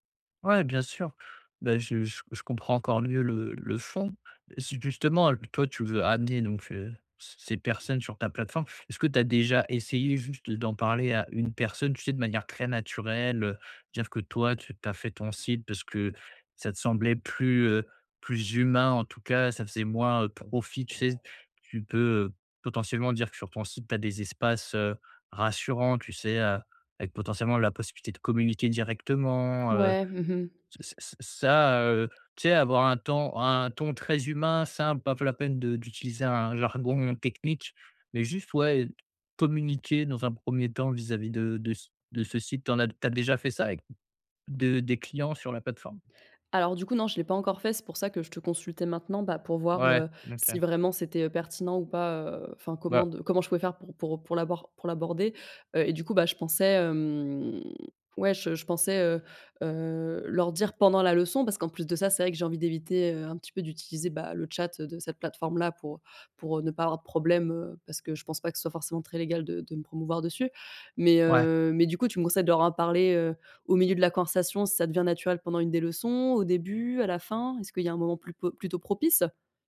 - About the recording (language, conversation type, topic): French, advice, Comment puis-je me faire remarquer au travail sans paraître vantard ?
- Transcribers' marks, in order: other background noise; tapping; drawn out: "hem"; drawn out: "heu"; "plutôt" said as "plupo"